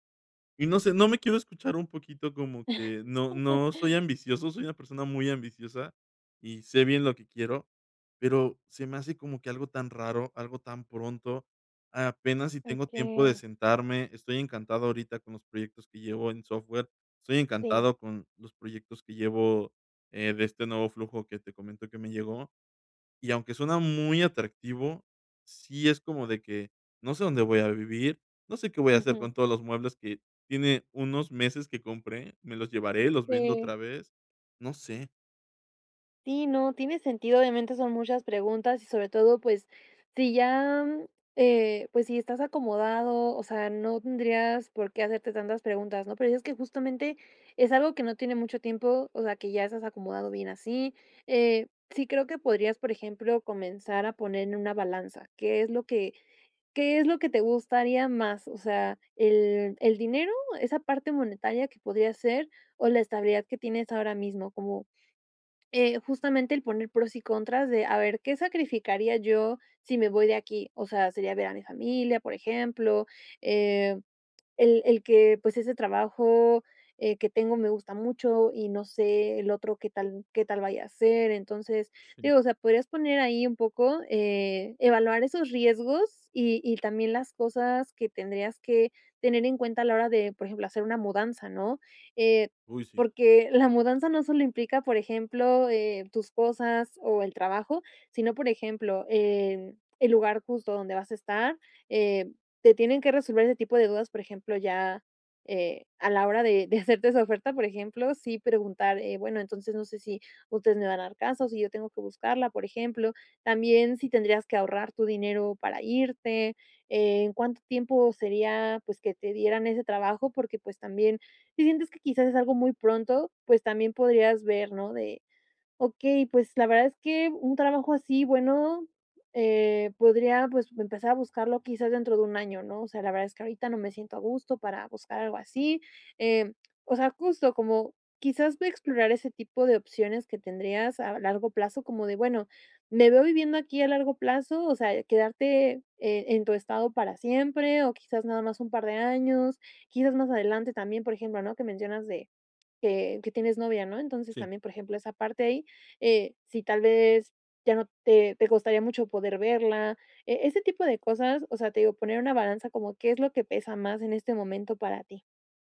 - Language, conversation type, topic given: Spanish, advice, Miedo a sacrificar estabilidad por propósito
- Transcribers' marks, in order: chuckle; tapping